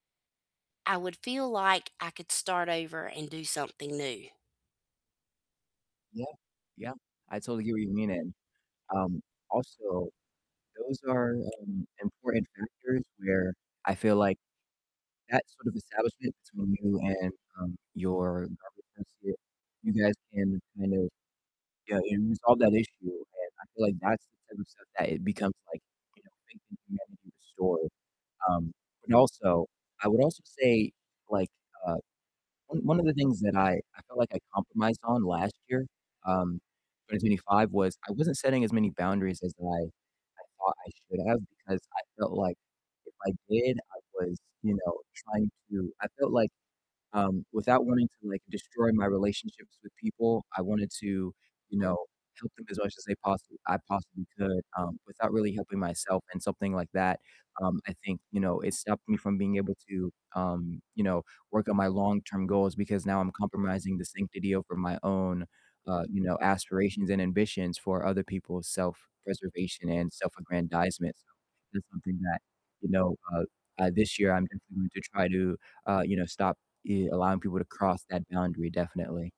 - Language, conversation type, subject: English, unstructured, What will you stop doing this year to make room for what matters most to you?
- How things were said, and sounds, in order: distorted speech; tapping; other background noise